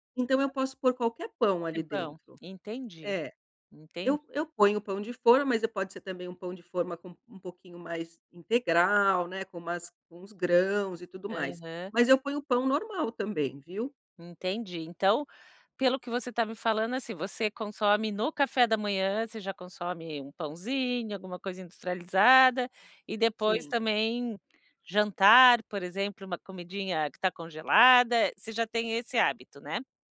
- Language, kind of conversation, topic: Portuguese, advice, Como equilibrar praticidade e saúde ao escolher alimentos industrializados?
- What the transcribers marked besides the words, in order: tapping